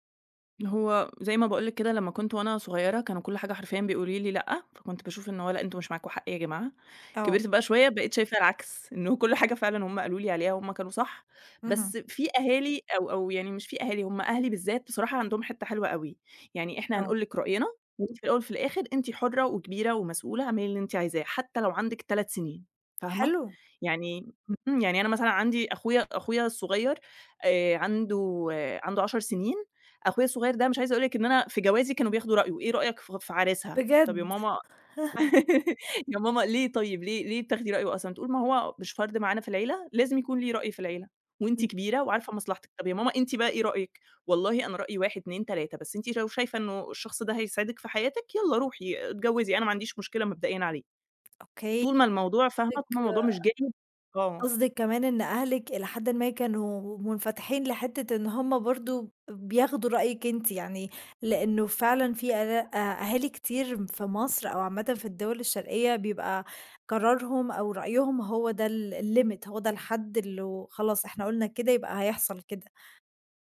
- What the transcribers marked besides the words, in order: other noise; laugh; tapping; unintelligible speech; in English: "الlimit"
- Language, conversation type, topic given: Arabic, podcast, قد إيه بتأثر بآراء أهلك في قراراتك؟